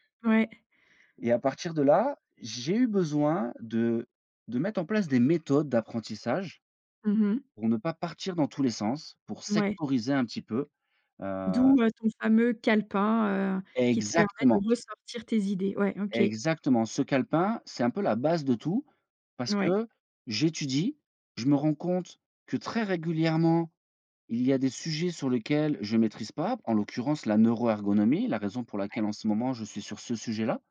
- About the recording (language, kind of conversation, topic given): French, podcast, Comment t’organises-tu pour étudier efficacement ?
- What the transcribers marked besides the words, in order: stressed: "Exactement"